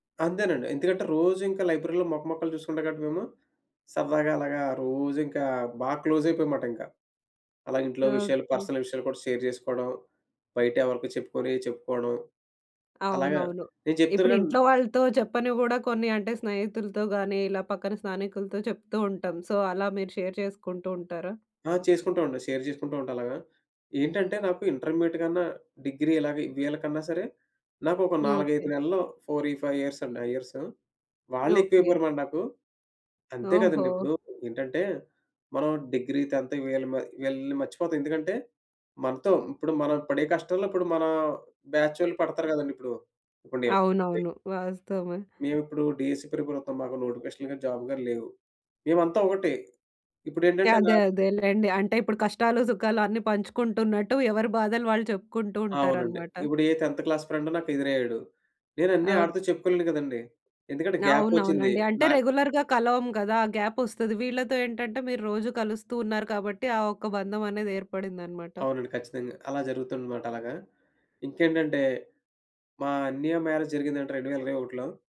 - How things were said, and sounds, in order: in English: "లైబ్రరీ‌లో"; in English: "క్లోజ్"; in English: "పర్సనల్"; in English: "షేర్"; in English: "సో"; in English: "షేర్"; in English: "షేర్"; in English: "ఇంటర్మీడియట్"; in English: "ఫోర్ ఫైవ్ ఇయర్స్"; in English: "ఇయర్స్"; in English: "టెన్త్"; other background noise; in English: "డీఎస్సీ ప్రిపేర్"; in English: "జాబ్"; in English: "టెన్త్ క్లాస్ ఫ్రెండ్"; in English: "గ్యాప్"; in English: "రెగ్యులర్‌గా"; in English: "గ్యాప్"; in English: "మ్యారేజ్"
- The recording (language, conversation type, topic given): Telugu, podcast, మీరు స్థానికులతో స్నేహం ఎలా మొదలుపెట్టారు?
- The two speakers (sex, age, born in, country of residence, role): female, 30-34, India, India, host; male, 30-34, India, India, guest